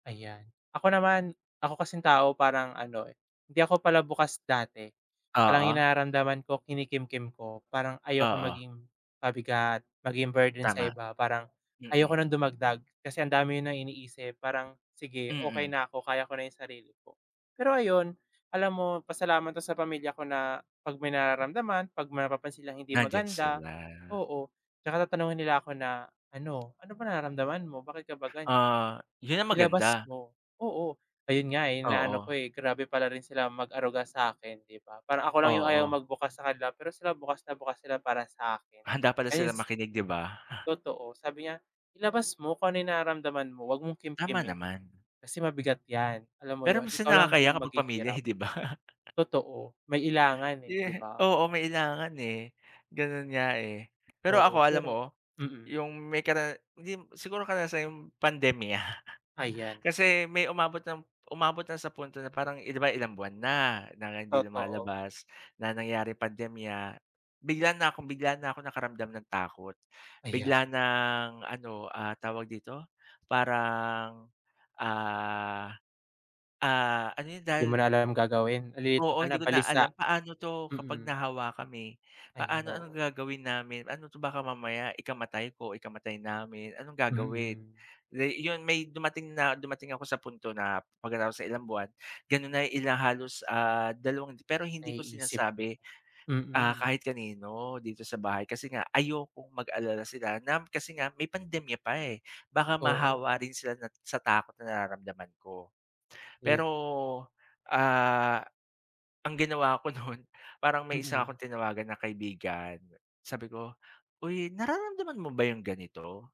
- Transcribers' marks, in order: tapping; chuckle; chuckle; other background noise; chuckle; laughing while speaking: "nun"
- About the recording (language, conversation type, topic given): Filipino, unstructured, Ano ang epekto ng takot sa paghingi ng tulong sa kalusugang pangkaisipan?